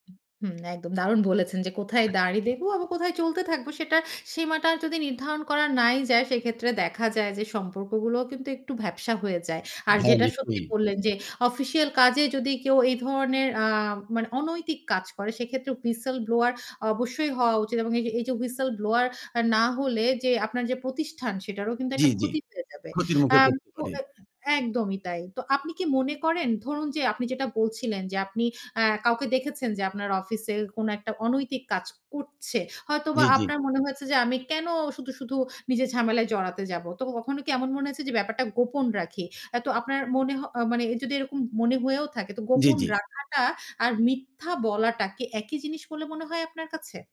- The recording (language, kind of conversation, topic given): Bengali, podcast, কথোপকথনে সত্য বলা আর ব্যক্তিগত গোপনীয়তা বজায় রাখার মধ্যে আপনি কীভাবে সামঞ্জস্য করেন?
- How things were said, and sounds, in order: static; other background noise; distorted speech; in English: "Whistle ব্লোয়ার"; in English: "Whistle ব্লোয়ার"; "কখনো" said as "অখনো"